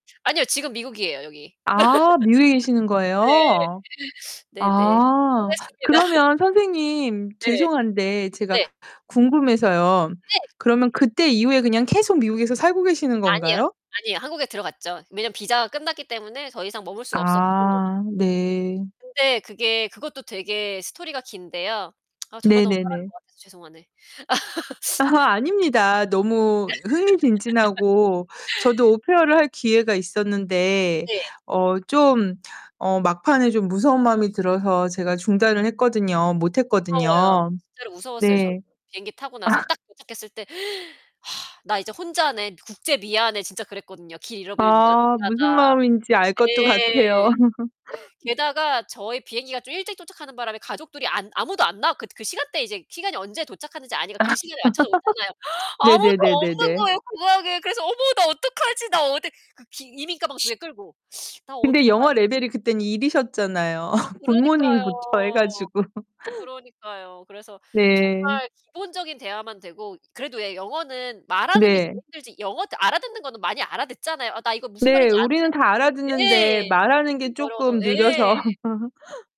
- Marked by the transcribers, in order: other background noise; laugh; distorted speech; sniff; tsk; unintelligible speech; laughing while speaking: "아"; laugh; laughing while speaking: "아"; gasp; sigh; laugh; laugh; gasp; teeth sucking; laugh; laughing while speaking: "가지고"; laughing while speaking: "느려서"
- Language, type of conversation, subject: Korean, unstructured, 처음으로 무언가에 도전했던 경험은 무엇인가요?